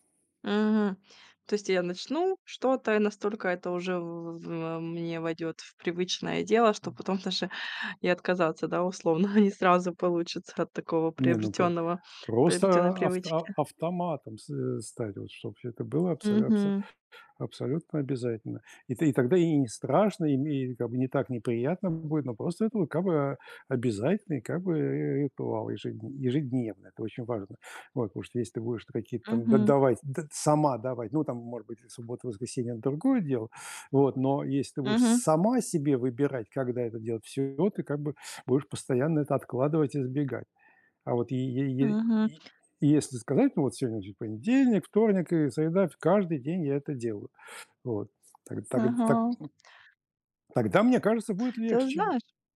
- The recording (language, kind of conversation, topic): Russian, advice, Как вы можете справляться с мелкими задачами, которые постоянно отвлекают вас от главной цели?
- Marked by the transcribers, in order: laughing while speaking: "условно"